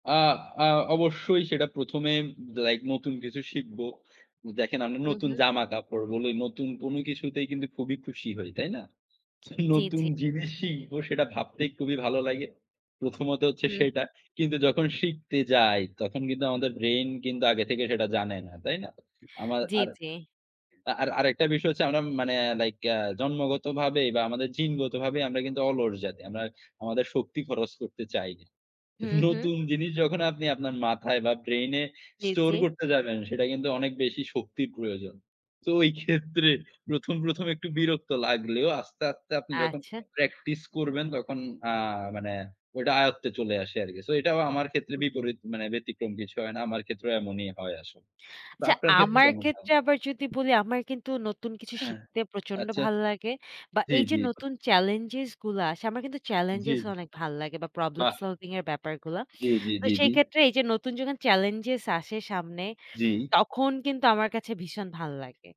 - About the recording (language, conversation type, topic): Bengali, unstructured, তোমার কি মনে হয় নতুন কোনো দক্ষতা শেখা মজার, আর কেন?
- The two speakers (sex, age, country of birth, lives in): female, 20-24, Bangladesh, Bangladesh; male, 20-24, Bangladesh, Bangladesh
- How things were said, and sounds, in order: laughing while speaking: "নতুন"; other background noise; laughing while speaking: "নতুন"